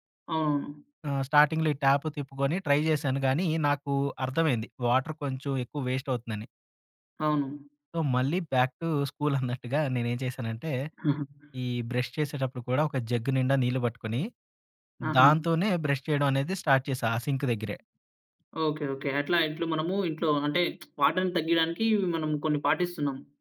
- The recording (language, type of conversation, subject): Telugu, podcast, ఇంట్లో నీటిని ఆదా చేసి వాడడానికి ఏ చిట్కాలు పాటించాలి?
- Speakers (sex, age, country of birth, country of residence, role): male, 20-24, India, India, host; male, 30-34, India, India, guest
- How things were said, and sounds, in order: in English: "స్టార్టింగ్‌లో"; in English: "ట్యాప్"; in English: "ట్రై"; in English: "వాటర్"; in English: "వేస్ట్"; in English: "సో"; in English: "బ్యాక్ టు స్కూల్"; chuckle; in English: "జగ్"; in English: "స్టార్ట్"; lip smack; in English: "వాటర్‌ని"